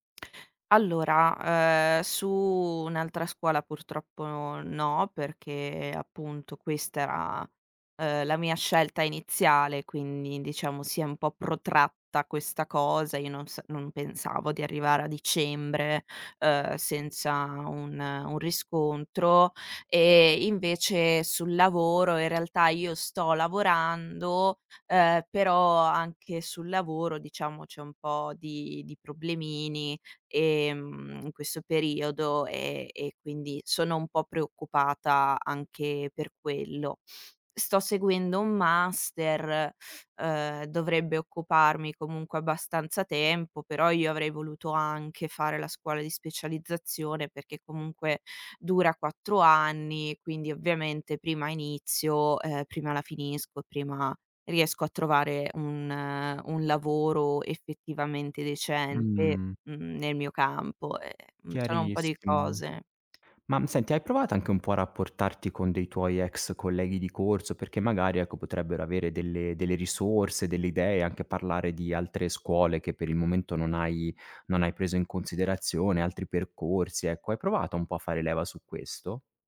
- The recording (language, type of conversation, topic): Italian, advice, Come posso gestire l’ansia di fallire in un nuovo lavoro o in un progetto importante?
- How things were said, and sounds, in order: tapping